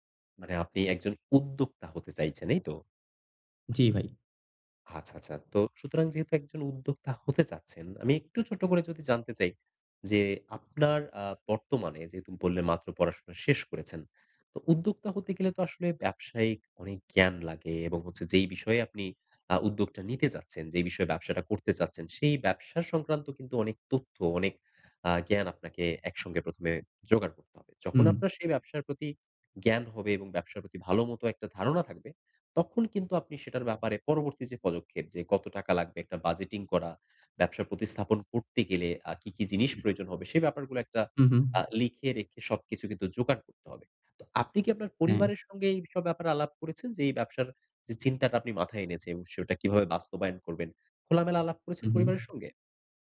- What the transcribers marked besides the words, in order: "এইসব" said as "এইবিসব"
- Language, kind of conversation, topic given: Bengali, advice, কাজের জন্য পর্যাপ্ত সম্পদ বা সহায়তা চাইবেন কীভাবে?